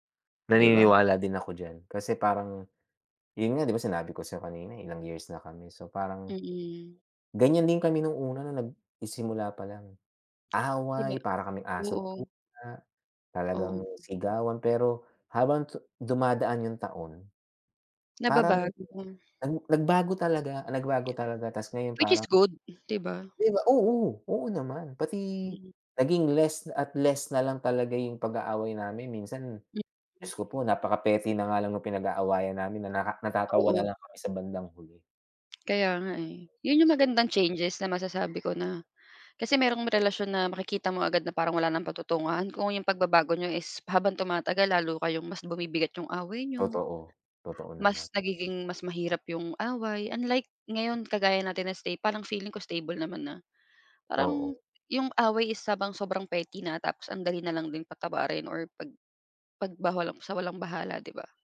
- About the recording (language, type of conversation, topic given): Filipino, unstructured, Paano mo ipinapakita ang pagmamahal sa iyong kapareha?
- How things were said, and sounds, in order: tapping; other background noise; in English: "Which is good"